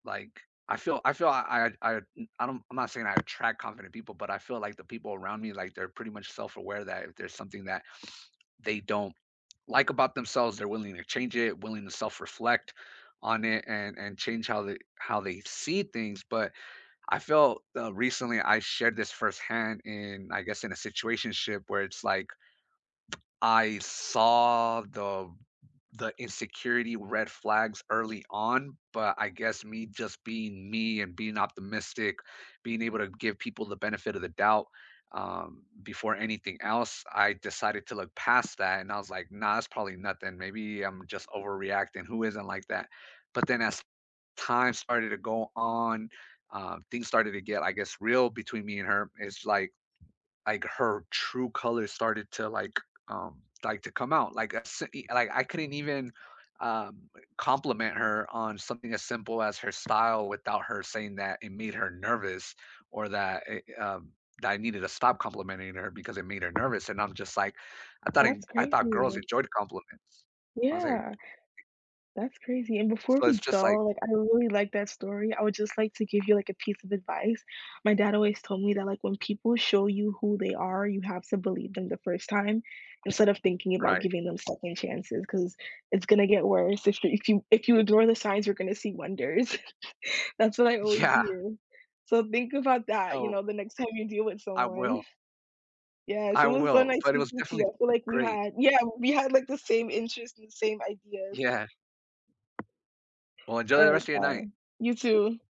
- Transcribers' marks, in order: tapping; sniff; other background noise; chuckle; laughing while speaking: "Yeah"
- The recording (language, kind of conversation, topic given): English, unstructured, When did saying no set a healthy boundary that brought you closer to someone?
- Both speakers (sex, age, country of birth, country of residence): female, 18-19, United States, United States; male, 35-39, United States, United States